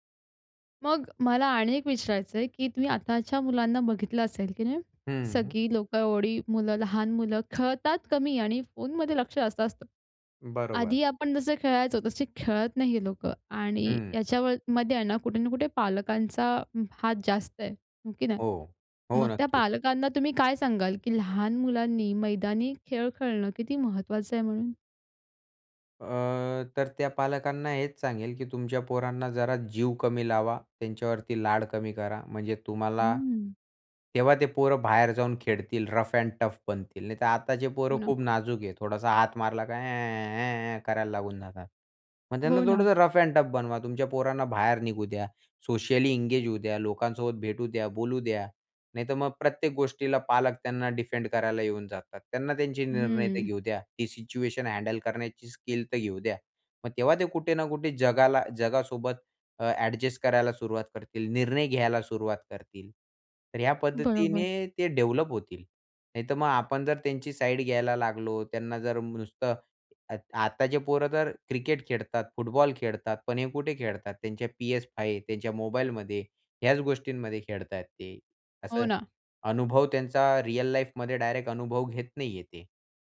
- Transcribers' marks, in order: in English: "रफ एंड टफ"; put-on voice: "ऍ ऍ ऍ ऍ"; in English: "रफ एंड टफ"; in English: "सोशली एंगेज"; in English: "सिच्युएशन हँडल"; tapping
- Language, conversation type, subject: Marathi, podcast, लहानपणीच्या खेळांचा तुमच्यावर काय परिणाम झाला?